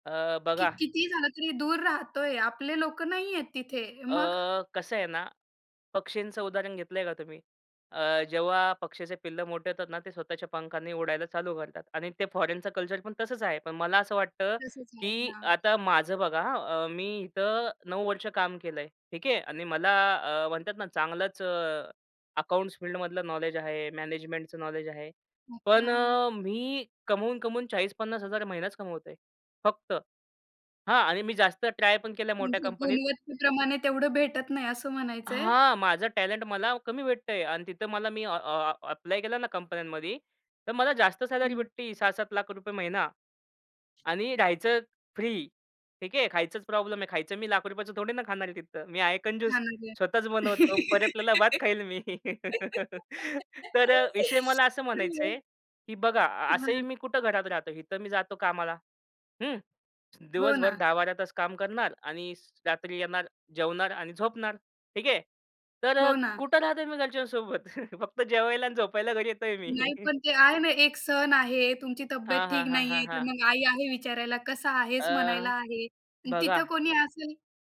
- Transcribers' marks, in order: in English: "कल्चर"; in English: "नॉलेज"; in English: "मॅनेजमेंटचं नॉलेज"; in English: "टॅलेंट"; in English: "अप्लाय"; in English: "सॅलरी"; other background noise; giggle; laugh; laughing while speaking: "फक्त जेवायला आणि झोपायला घरी येतोय मी"
- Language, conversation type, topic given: Marathi, podcast, परदेशात राहायचे की घरीच—स्थान बदलण्याबाबत योग्य सल्ला कसा द्यावा?
- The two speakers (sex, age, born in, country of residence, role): female, 25-29, India, India, host; male, 25-29, India, India, guest